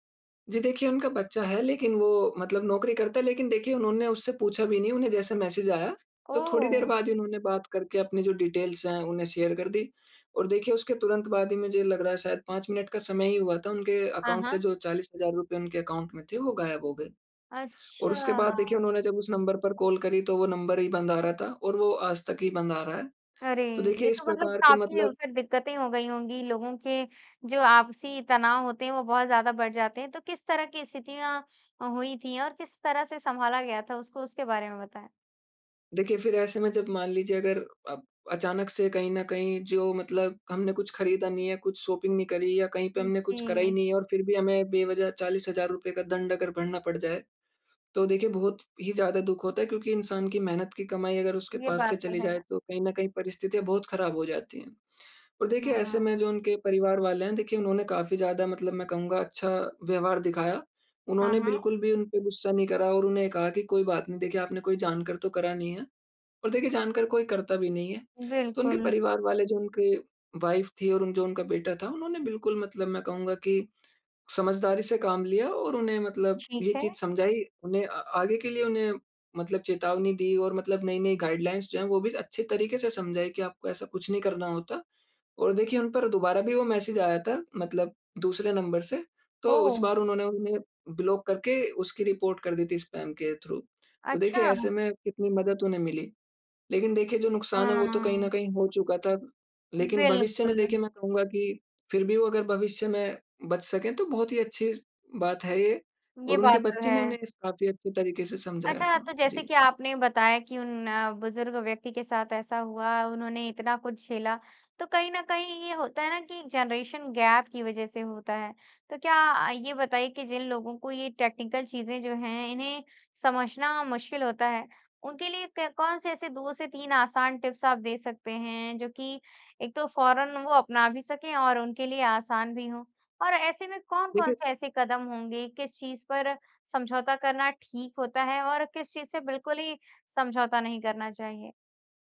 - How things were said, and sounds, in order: in English: "डिटेल्स"; in English: "शेयर"; in English: "अकाउंट"; in English: "अकाउंट"; in English: "शॉपिंग"; in English: "वाइफ"; in English: "गाइडलाइंस"; in English: "ब्लॉक"; in English: "रिपोर्ट"; in English: "स्पैम"; in English: "थ्रू"; in English: "जनरेशन गैप"; in English: "टेक्निकल"; in English: "टिप्स"
- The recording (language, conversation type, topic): Hindi, podcast, ऑनलाइन निजता का ध्यान रखने के आपके तरीके क्या हैं?